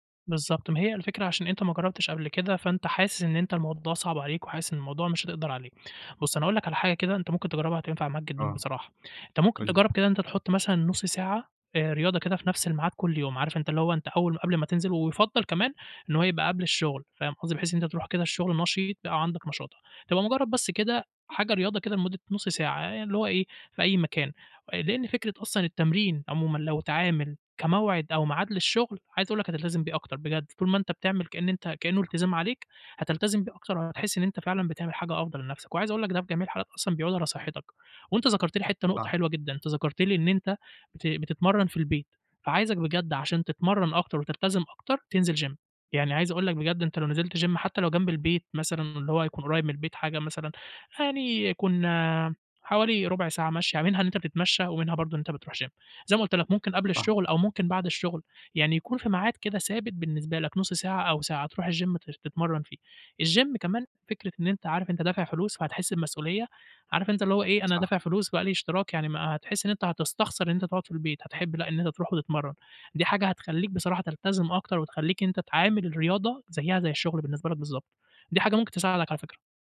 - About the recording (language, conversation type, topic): Arabic, advice, إزاي أقدر أنظّم مواعيد التمرين مع شغل كتير أو التزامات عائلية؟
- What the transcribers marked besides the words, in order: in English: "gym"; in English: "gym"; in English: "gym"; in English: "الgym"; in English: "الgym"